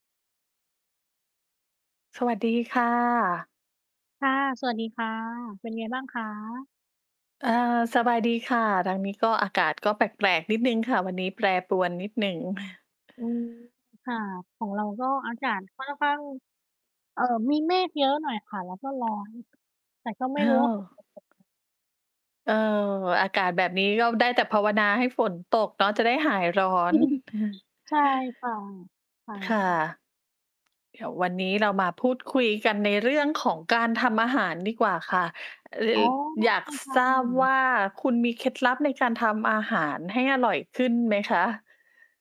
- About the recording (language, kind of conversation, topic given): Thai, unstructured, คุณมีเคล็ดลับอะไรในการทำอาหารให้อร่อยขึ้นบ้างไหม?
- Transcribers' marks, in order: distorted speech; tapping; chuckle; other background noise; chuckle